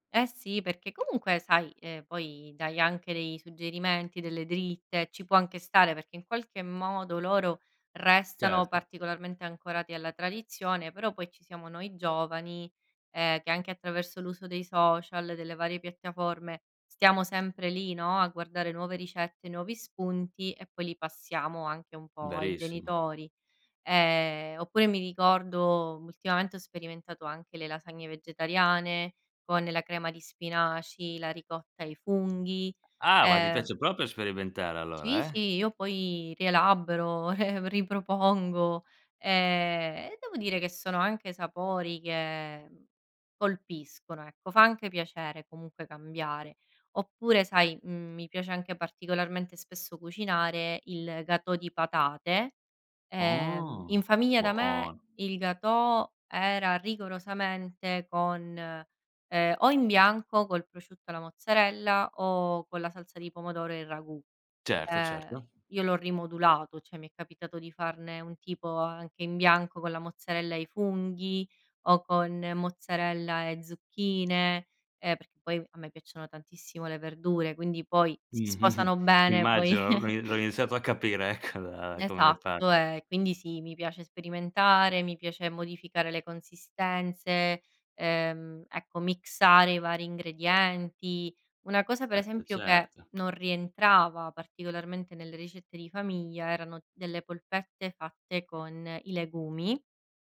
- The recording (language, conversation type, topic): Italian, podcast, Raccontami della ricetta di famiglia che ti fa sentire a casa
- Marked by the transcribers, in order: tapping; "proprio" said as "propio"; chuckle; in French: "gâteau"; in French: "gâteau"; "cioè" said as "ceh"; chuckle; laughing while speaking: "ecco"; in English: "mixare"